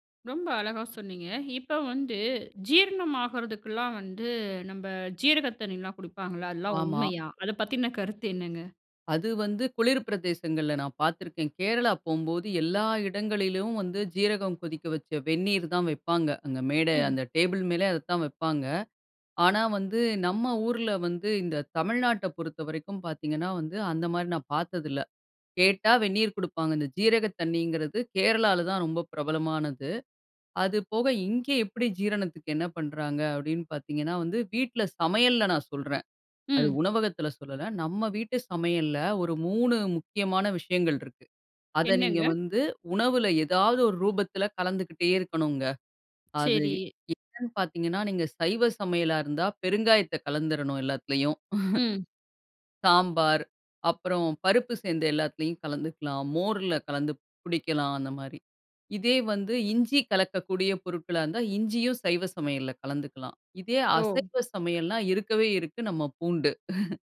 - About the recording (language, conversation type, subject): Tamil, podcast, உணவு சாப்பிடும்போது கவனமாக இருக்க நீங்கள் பின்பற்றும் பழக்கம் என்ன?
- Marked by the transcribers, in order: other background noise; chuckle; chuckle